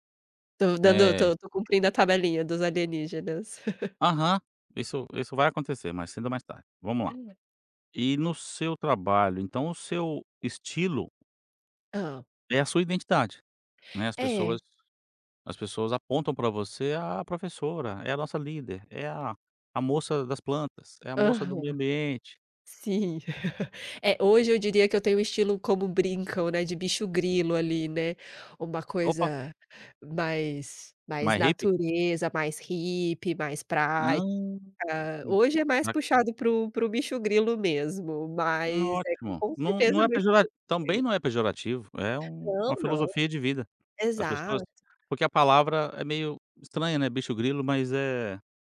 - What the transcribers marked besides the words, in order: laugh; tapping; laugh; unintelligible speech; unintelligible speech
- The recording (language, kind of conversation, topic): Portuguese, podcast, Como seu estilo pessoal mudou ao longo dos anos?